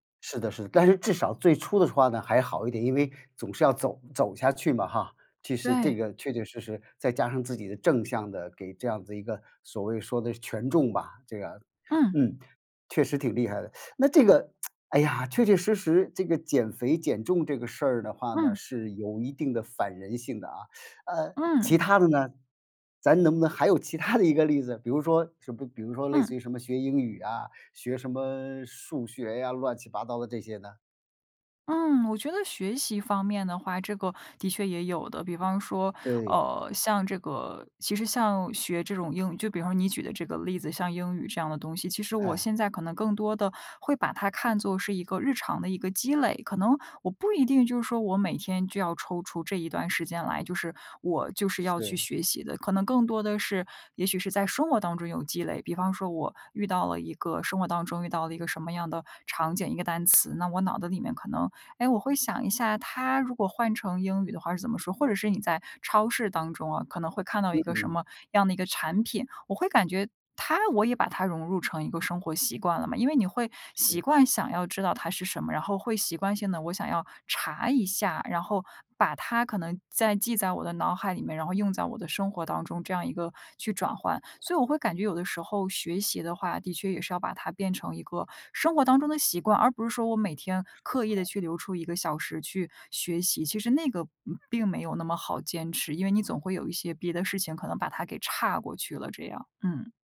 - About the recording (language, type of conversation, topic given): Chinese, podcast, 你觉得让你坚持下去的最大动力是什么？
- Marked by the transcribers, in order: other background noise; teeth sucking; tsk; tapping